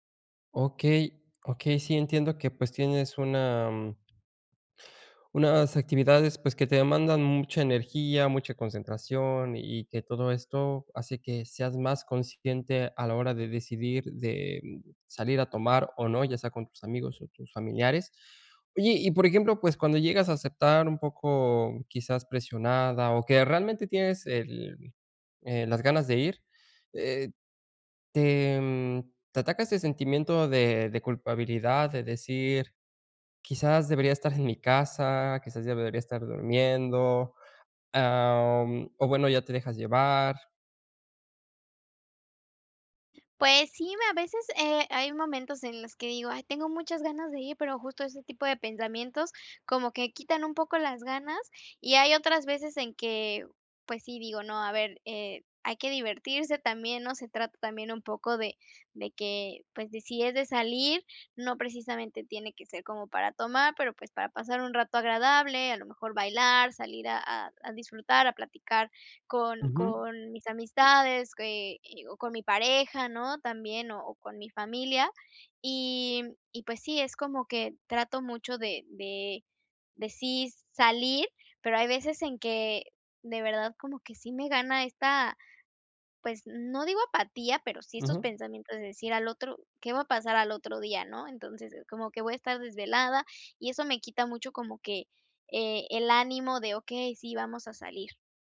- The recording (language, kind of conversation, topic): Spanish, advice, ¿Cómo puedo equilibrar la diversión con mi bienestar personal?
- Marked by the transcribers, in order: none